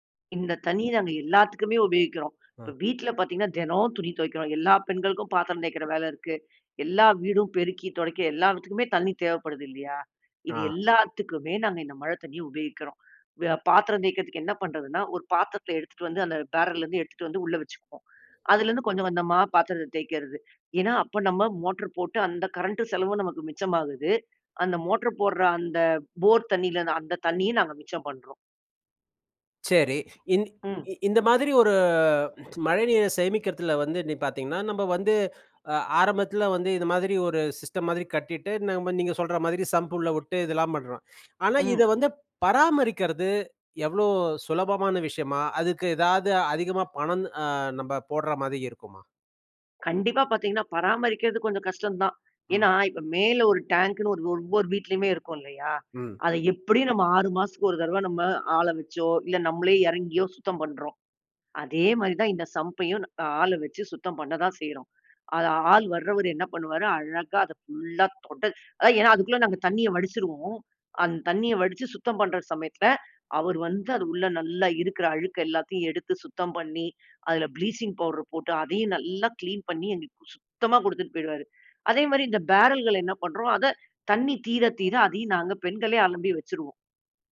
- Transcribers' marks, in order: other background noise; drawn out: "ஒரு"; in English: "சிஸ்டம்"; other noise
- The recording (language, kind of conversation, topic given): Tamil, podcast, வீட்டில் மழைநீர் சேமிப்பை எளிய முறையில் எப்படி செய்யலாம்?